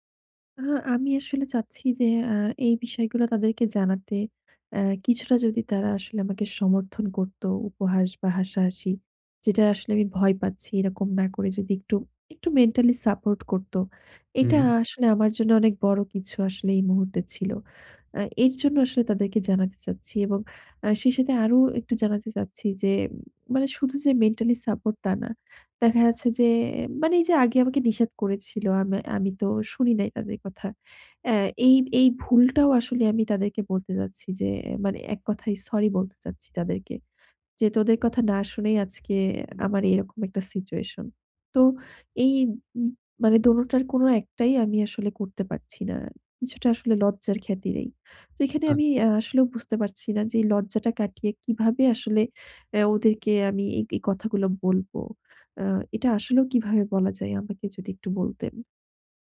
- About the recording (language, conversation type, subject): Bengali, advice, বন্ধুদের কাছে বিচ্ছেদের কথা ব্যাখ্যা করতে লজ্জা লাগলে কীভাবে বলবেন?
- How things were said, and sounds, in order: "খাতিরেই" said as "খ্যাতিরেই"